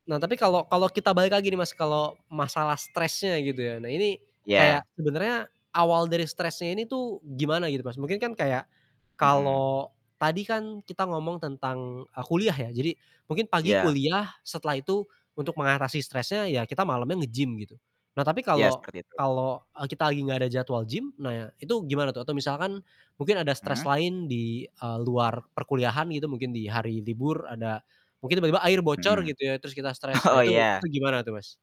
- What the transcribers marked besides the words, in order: other background noise; static; laughing while speaking: "Oh"
- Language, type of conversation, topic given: Indonesian, podcast, Bagaimana kamu mengatasi stres sehari-hari?
- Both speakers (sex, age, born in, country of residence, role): male, 20-24, Indonesia, Indonesia, guest; male, 20-24, Indonesia, Indonesia, host